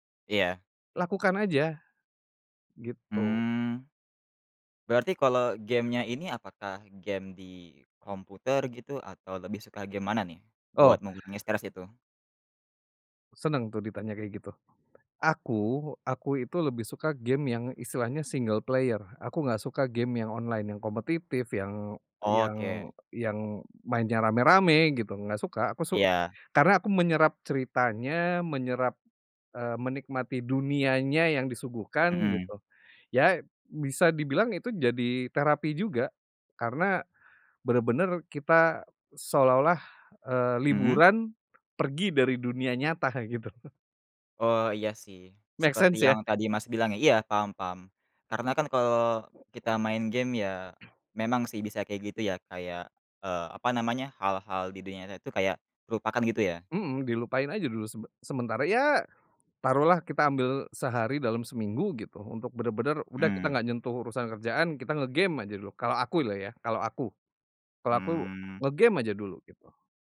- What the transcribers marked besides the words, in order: in English: "single player"; chuckle; other background noise; in English: "Make sense"
- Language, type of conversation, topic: Indonesian, podcast, Gimana cara kamu ngatur stres saat kerjaan lagi numpuk banget?
- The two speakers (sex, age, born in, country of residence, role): male, 20-24, Indonesia, Indonesia, host; male, 40-44, Indonesia, Indonesia, guest